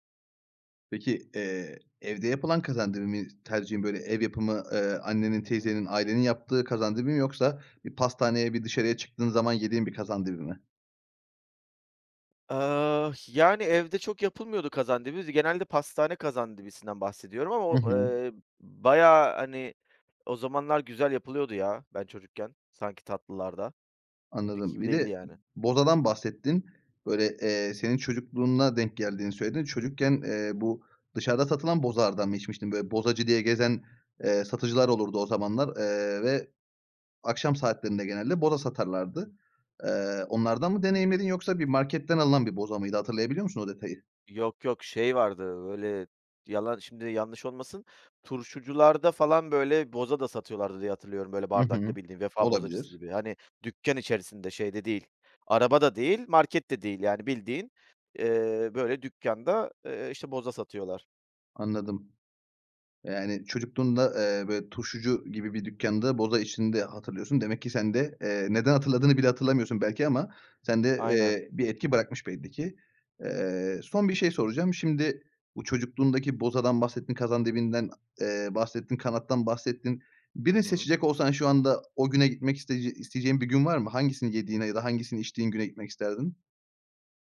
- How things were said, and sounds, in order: other background noise; tapping
- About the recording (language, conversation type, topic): Turkish, podcast, Çocukluğundaki en unutulmaz yemek anını anlatır mısın?